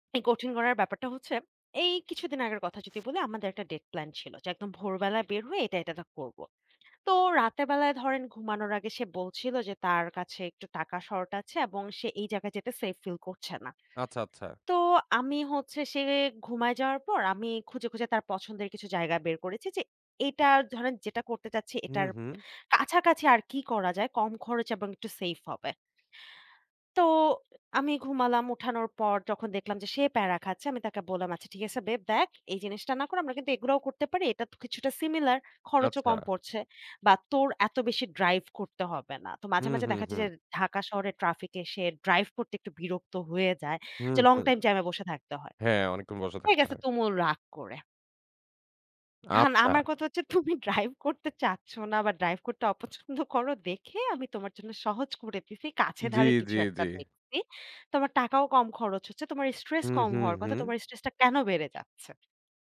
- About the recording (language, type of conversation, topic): Bengali, podcast, কাজ শেষে ঘরে ফিরে শান্ত হতে আপনি কী করেন?
- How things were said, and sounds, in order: horn; chuckle; chuckle